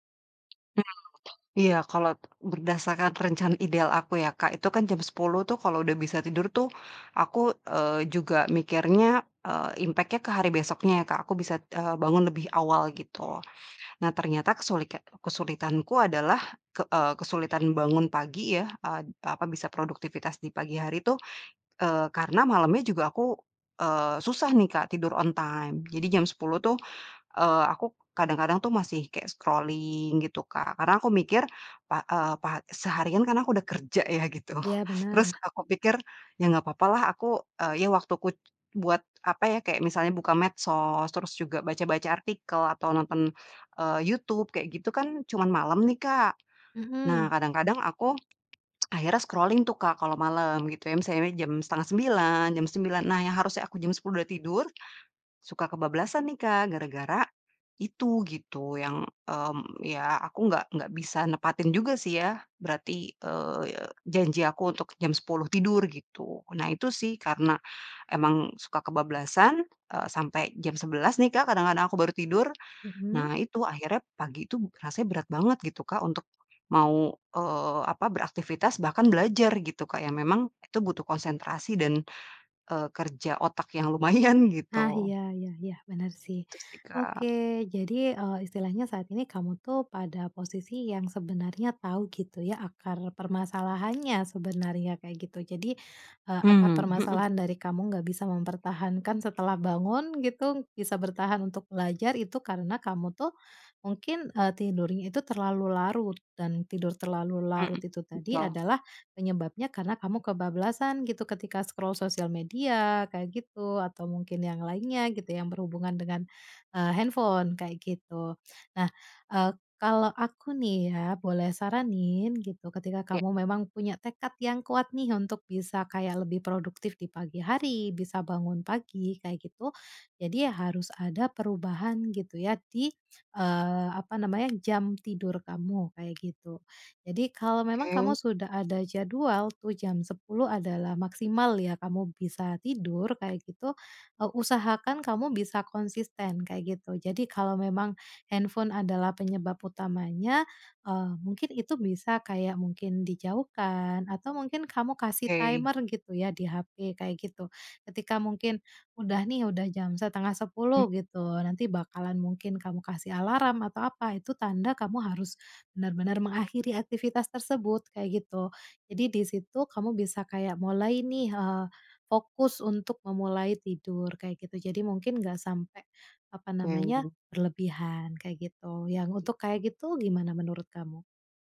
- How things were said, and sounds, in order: other background noise; unintelligible speech; in English: "impact-nya"; in English: "on time"; in English: "scrolling"; in English: "scrolling"; laughing while speaking: "lumayan"; in English: "scroll"; in English: "timer"; unintelligible speech
- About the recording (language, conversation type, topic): Indonesian, advice, Kenapa saya sulit bangun pagi secara konsisten agar hari saya lebih produktif?